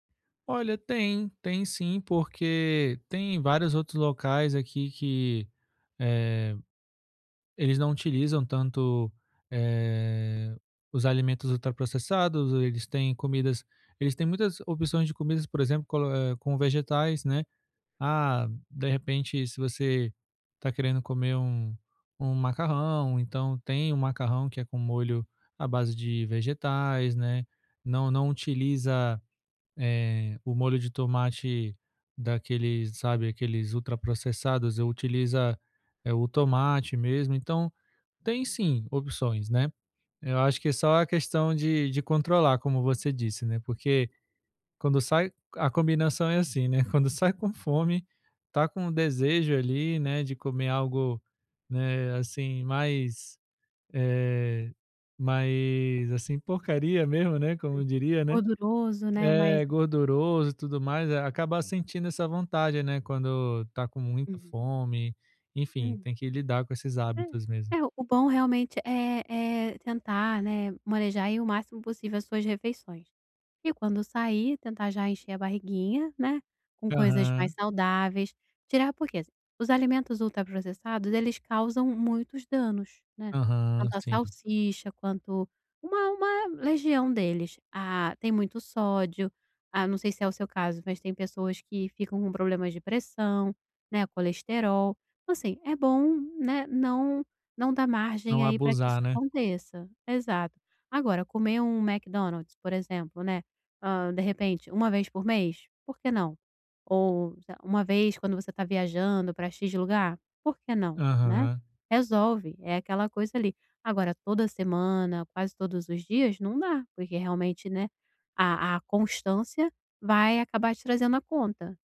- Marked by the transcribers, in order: unintelligible speech
- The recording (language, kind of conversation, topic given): Portuguese, advice, Como posso reduzir o consumo diário de alimentos ultraprocessados na minha dieta?